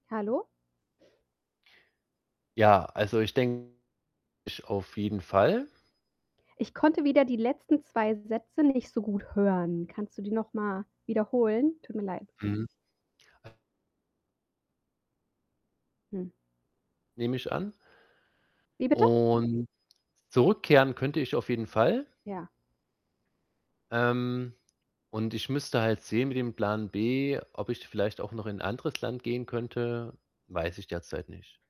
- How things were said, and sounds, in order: other background noise; distorted speech; unintelligible speech; drawn out: "und"
- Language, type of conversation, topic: German, advice, Wie kann ich trotz Problemen beim Ein- und Durchschlafen einen festen Schlafrhythmus finden?